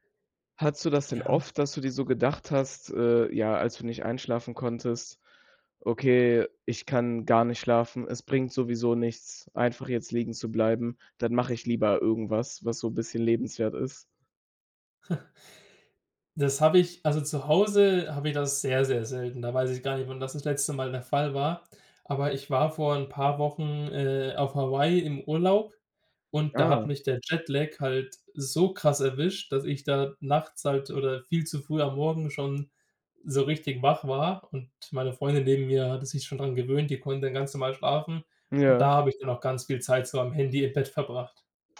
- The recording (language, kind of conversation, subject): German, podcast, Beeinflusst dein Smartphone deinen Schlafrhythmus?
- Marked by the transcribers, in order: chuckle